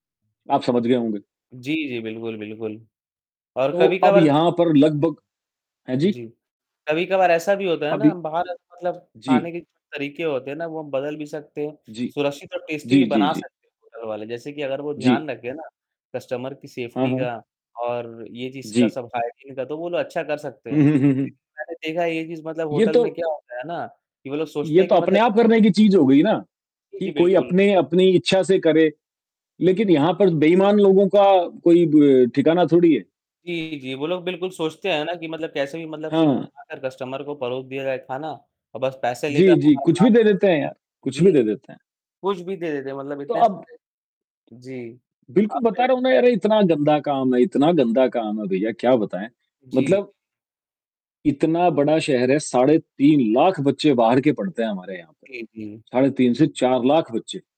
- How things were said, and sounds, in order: static; distorted speech; in English: "टेस्टी"; in English: "होटल"; in English: "कस्टमर"; in English: "सेफ्टी"; in English: "हाइजीन"; in English: "होटल"; tapping
- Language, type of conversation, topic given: Hindi, unstructured, बाहर का खाना खाने में आपको सबसे ज़्यादा किस बात का डर लगता है?